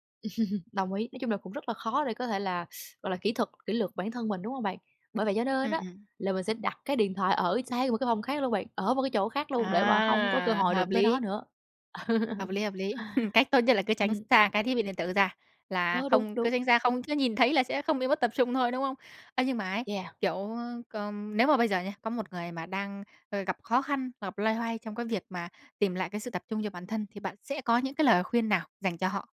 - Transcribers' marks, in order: laugh; tapping; laugh; chuckle
- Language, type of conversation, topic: Vietnamese, podcast, Bạn xử lý thế nào khi bị mất tập trung giữa chừng?